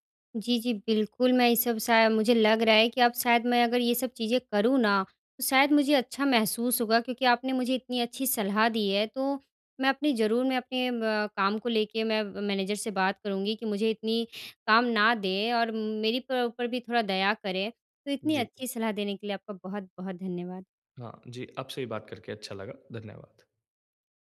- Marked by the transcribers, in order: in English: "मैनेजर"
- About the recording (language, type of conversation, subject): Hindi, advice, छुट्टियों में परिवार और दोस्तों के साथ जश्न मनाते समय मुझे तनाव क्यों महसूस होता है?